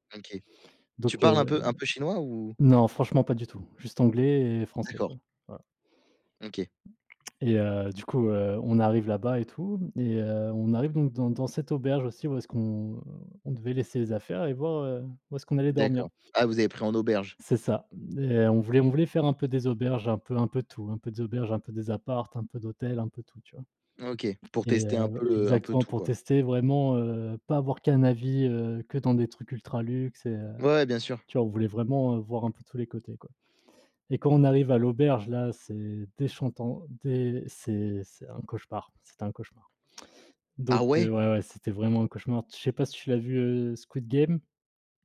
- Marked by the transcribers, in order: none
- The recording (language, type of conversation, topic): French, unstructured, Quelle est la chose la plus inattendue qui te soit arrivée en voyage ?